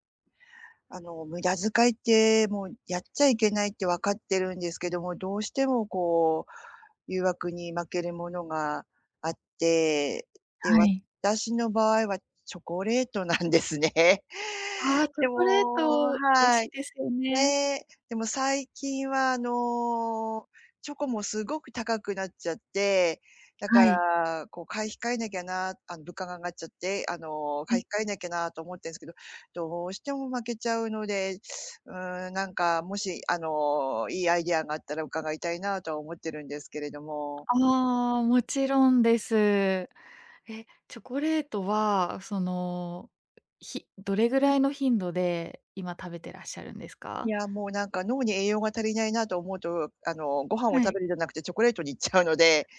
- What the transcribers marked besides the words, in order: tapping; laughing while speaking: "なんですね"; inhale; other background noise
- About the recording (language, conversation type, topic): Japanese, advice, 日々の無駄遣いを減らしたいのに誘惑に負けてしまうのは、どうすれば防げますか？